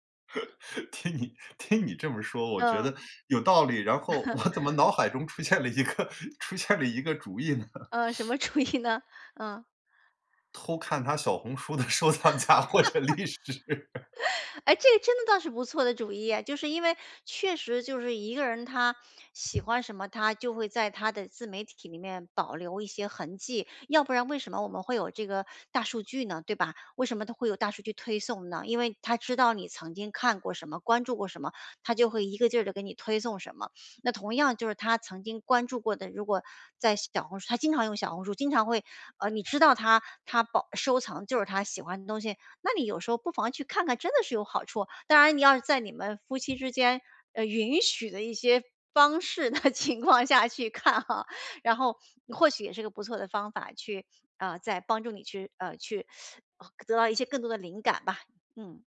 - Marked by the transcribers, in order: laugh; laughing while speaking: "听你"; laughing while speaking: "我"; chuckle; laughing while speaking: "出现了一个"; laughing while speaking: "意呢？"; chuckle; laughing while speaking: "主意呢？"; laugh; laughing while speaking: "收藏夹或者历史"; laugh; tapping; other background noise; laughing while speaking: "情况下去看哈"
- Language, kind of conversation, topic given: Chinese, advice, 我该怎么挑选既合适又有意义的礼物？